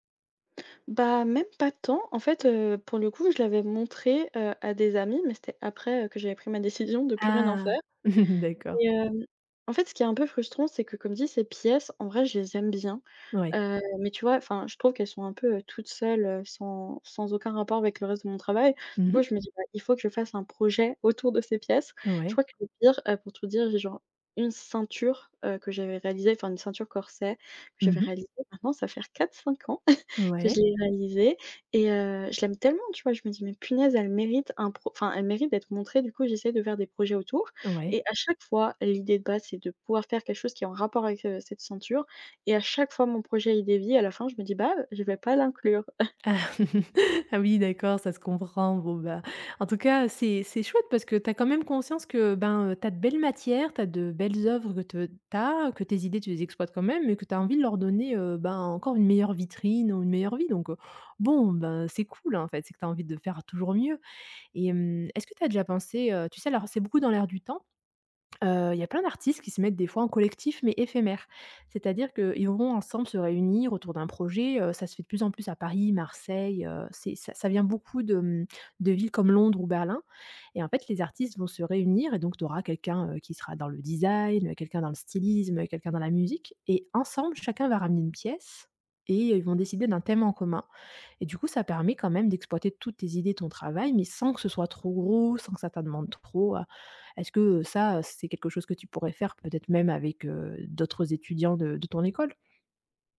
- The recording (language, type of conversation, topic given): French, advice, Comment choisir une idée à développer quand vous en avez trop ?
- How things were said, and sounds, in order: chuckle; tapping; other background noise; chuckle; chuckle